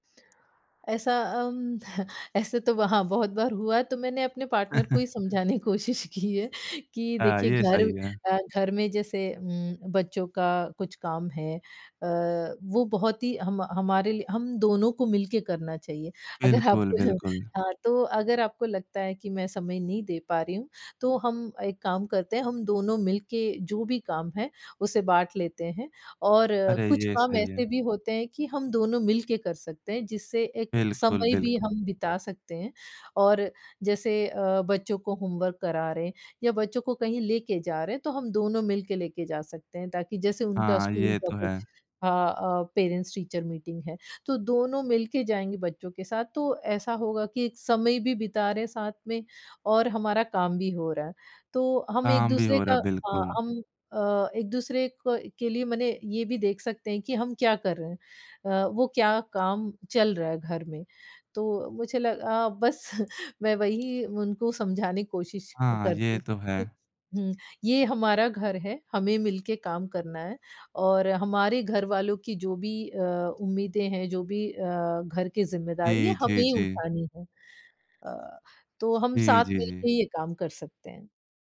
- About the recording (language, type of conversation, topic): Hindi, podcast, परिवार और जीवनसाथी के बीच संतुलन कैसे बनाएँ?
- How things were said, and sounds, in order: chuckle; in English: "पार्टनर"; chuckle; laughing while speaking: "समझाने की कोशिश की है"; laughing while speaking: "आप अ"; in English: "होमवर्क"; in English: "पेरेंट्स टीचर"